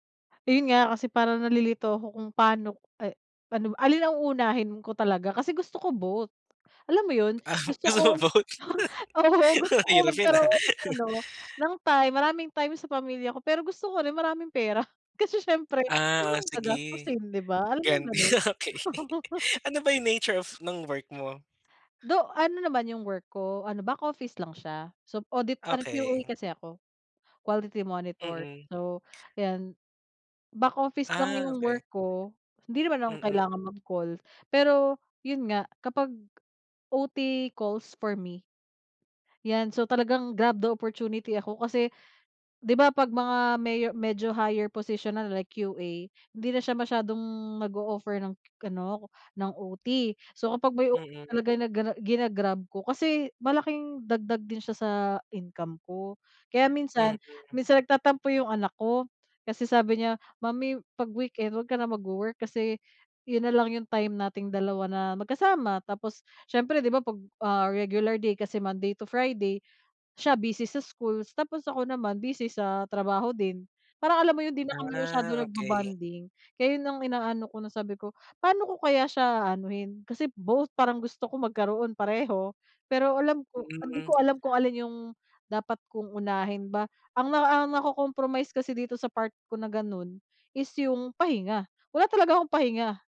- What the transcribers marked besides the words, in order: laughing while speaking: "Ah, gusto both. Mahirap yun, ah"; laughing while speaking: "o, oo"; chuckle; laughing while speaking: "Gandi okey"; other background noise; laugh; tapping
- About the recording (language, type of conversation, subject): Filipino, advice, Paano ko mababalanse ang trabaho at personal na buhay tuwing weekend at bakasyon?